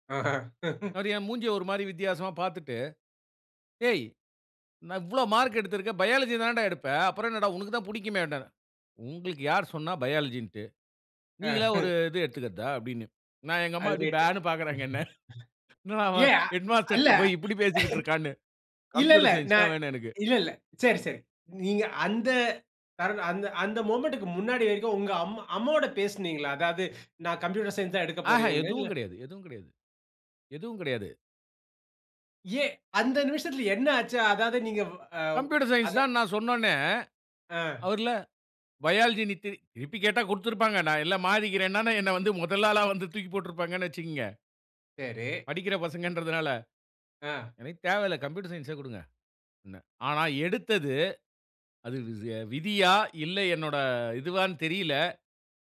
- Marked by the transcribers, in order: chuckle; other noise; chuckle; tapping; laughing while speaking: "ஹெட்மாஸ்டர்ட்ட போயி இப்படி பேசிக்கிட்டு இருக்கான்னு"; in English: "மொமெண்ட்க்கு"
- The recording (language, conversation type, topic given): Tamil, podcast, உங்கள் வாழ்க்கையில் காலம் சேர்ந்தது என்று உணர்ந்த தருணம் எது?